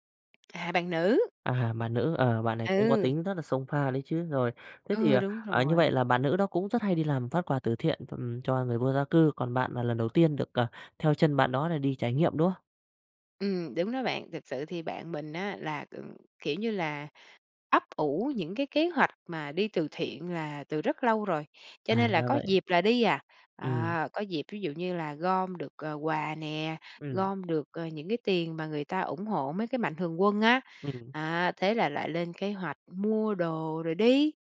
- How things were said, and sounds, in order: other background noise; tapping
- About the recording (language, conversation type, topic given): Vietnamese, podcast, Bạn có thể kể về lần bạn làm một điều tử tế và nhận lại một điều bất ngờ không?